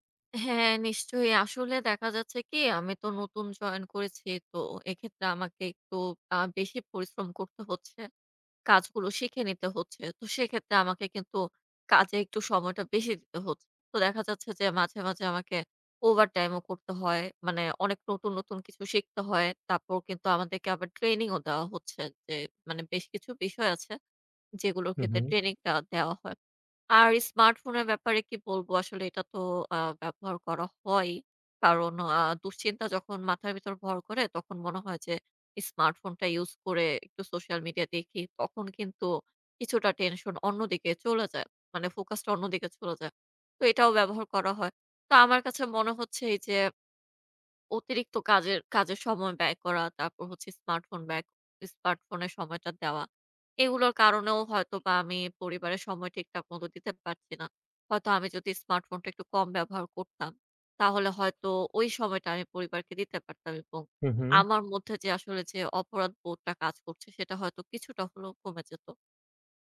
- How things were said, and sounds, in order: tapping
- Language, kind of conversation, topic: Bengali, advice, কাজ আর পরিবারের মাঝে সমান সময় দেওয়া সম্ভব হচ্ছে না